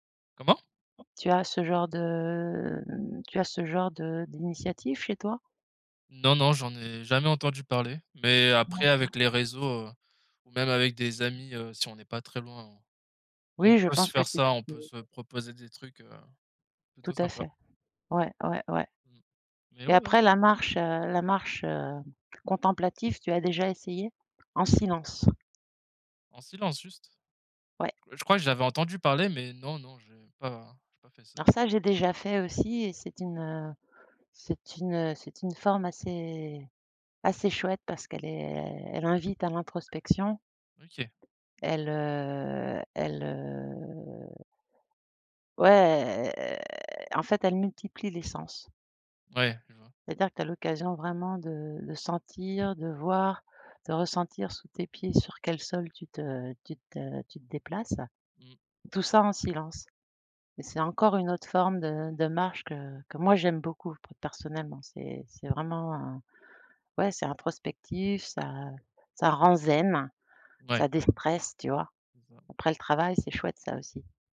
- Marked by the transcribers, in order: tapping; drawn out: "de"; unintelligible speech; other background noise; drawn out: "heu"; drawn out: "heu"; drawn out: "elle"
- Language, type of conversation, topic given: French, unstructured, Quels sont les bienfaits surprenants de la marche quotidienne ?